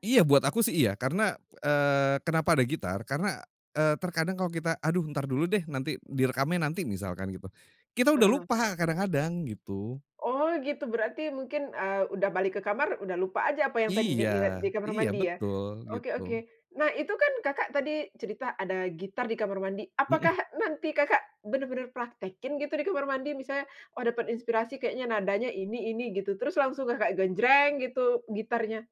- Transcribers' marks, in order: none
- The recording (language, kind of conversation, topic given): Indonesian, podcast, Bagaimana kamu menangkap inspirasi dari pengalaman sehari-hari?